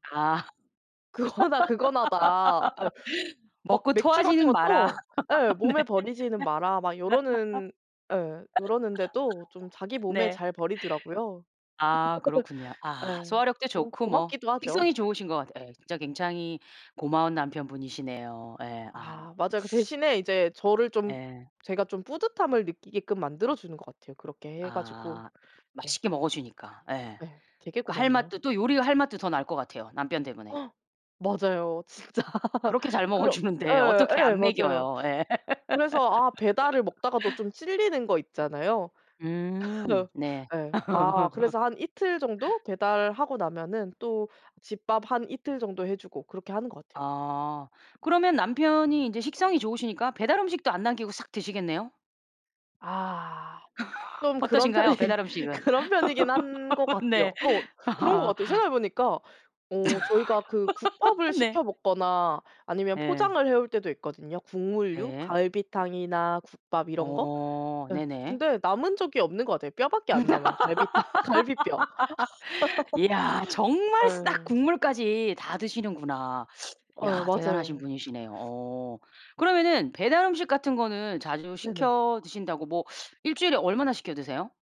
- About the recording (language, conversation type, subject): Korean, podcast, 음식물 쓰레기를 줄이려면 무엇이 필요할까요?
- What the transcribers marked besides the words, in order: laugh; laughing while speaking: "그거나 그거나다"; laugh; laugh; tapping; inhale; laughing while speaking: "진짜"; other background noise; laugh; laughing while speaking: "어"; laugh; laughing while speaking: "그런 편이 그런 편이긴"; laugh; laugh; laughing while speaking: "아"; laugh; laugh; laughing while speaking: "갈비탕 갈비뼈"; laugh